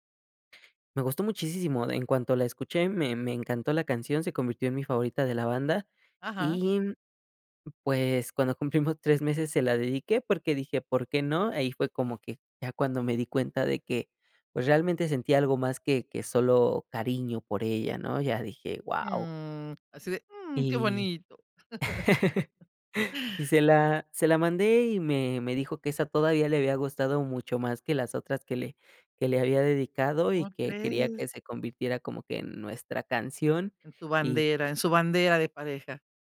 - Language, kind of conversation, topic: Spanish, podcast, ¿Qué canción asocias con tu primer amor?
- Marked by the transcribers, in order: other background noise; put-on voice: "Mm, así de mm, qué bonito"; laugh